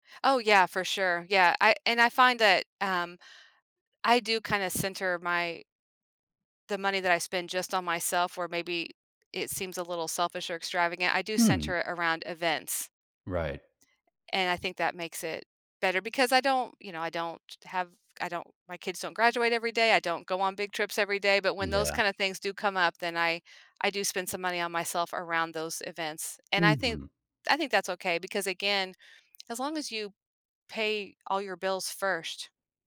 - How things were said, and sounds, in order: tapping
- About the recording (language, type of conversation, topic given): English, unstructured, How do you balance saving money and enjoying life?
- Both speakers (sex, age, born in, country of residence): female, 55-59, United States, United States; male, 25-29, Colombia, United States